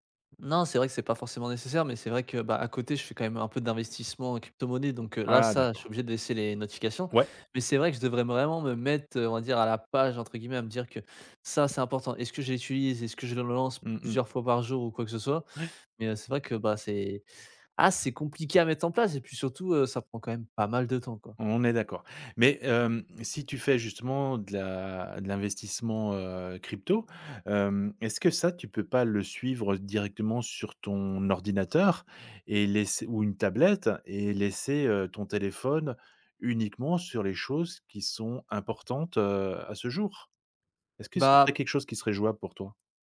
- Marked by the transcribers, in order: none
- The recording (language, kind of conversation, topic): French, advice, Comment les notifications constantes nuisent-elles à ma concentration ?